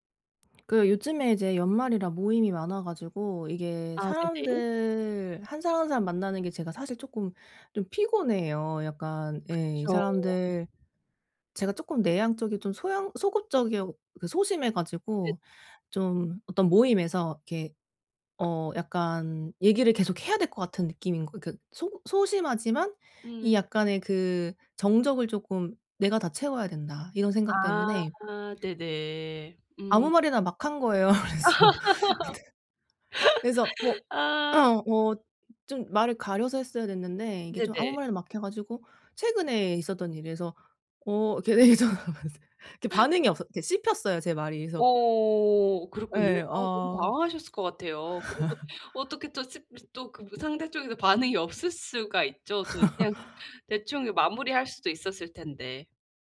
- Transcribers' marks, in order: other background noise; tapping; laugh; laughing while speaking: "거예요. 그래서 근데"; throat clearing; laughing while speaking: "그래서"; laugh; laugh; unintelligible speech; laugh
- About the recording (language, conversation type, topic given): Korean, advice, 다른 사람의 시선에 흔들리지 않고 제 모습을 지키려면 어떻게 해야 하나요?